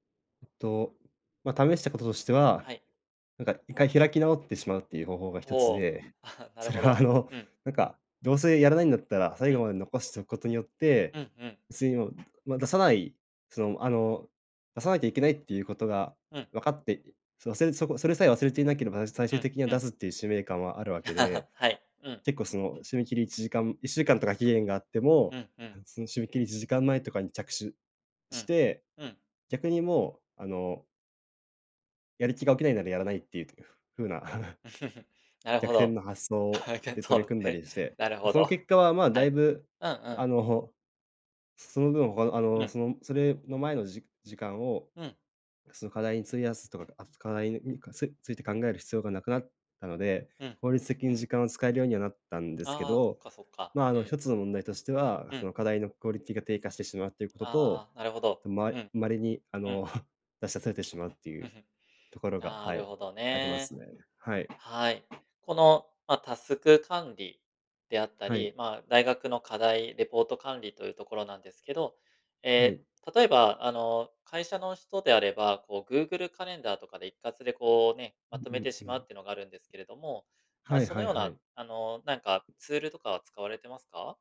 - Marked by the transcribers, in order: other background noise; chuckle; laughing while speaking: "それは、あの"; tapping; laugh; chuckle; unintelligible speech; laughing while speaking: "とる"; chuckle
- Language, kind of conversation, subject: Japanese, advice, なぜ重要な集中作業を始められず、つい先延ばししてしまうのでしょうか？